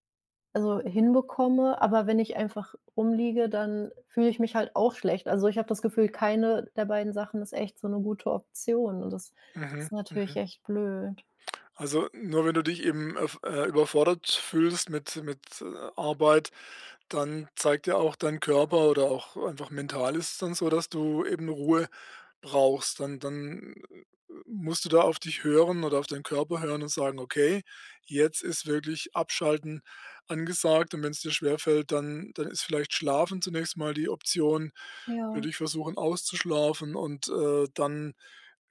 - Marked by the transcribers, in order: none
- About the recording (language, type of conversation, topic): German, advice, Warum fühle ich mich schuldig, wenn ich einfach entspanne?